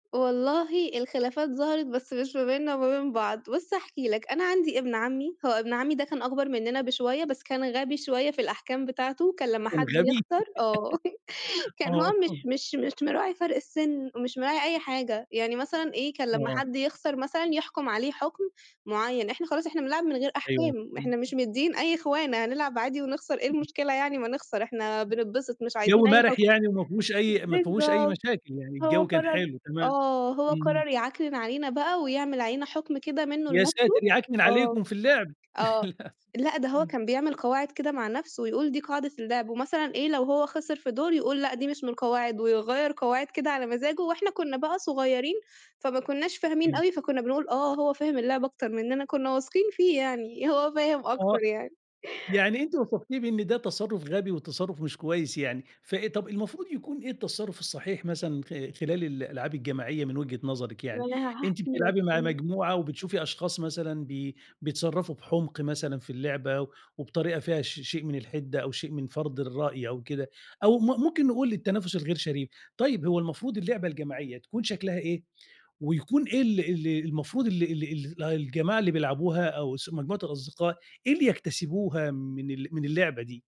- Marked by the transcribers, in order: chuckle; laughing while speaking: "آه"; other background noise; tapping; laughing while speaking: "للأسف"; chuckle
- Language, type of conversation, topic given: Arabic, podcast, ازاي اللعب الجماعي أثّر على صداقاتك؟